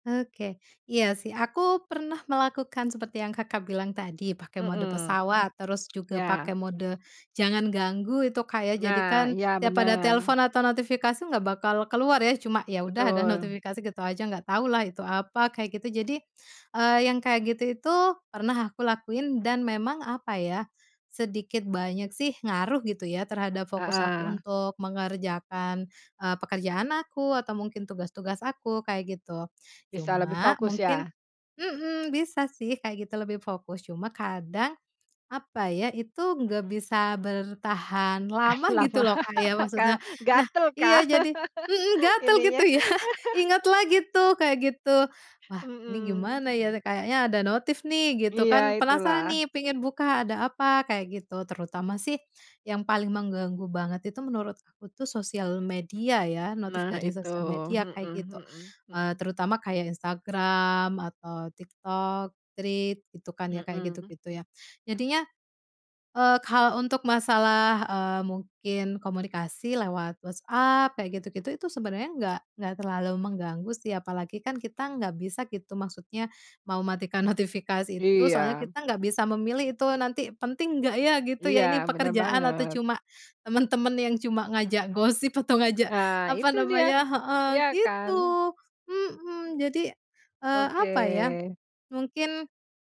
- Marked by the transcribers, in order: laughing while speaking: "Kenapa? Ka gatel kah? Ininya"; laugh; laugh; laughing while speaking: "gitu ya"; laugh; other background noise; tapping
- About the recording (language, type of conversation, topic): Indonesian, podcast, Bagaimana cara Anda tetap fokus saat bekerja menggunakan gawai?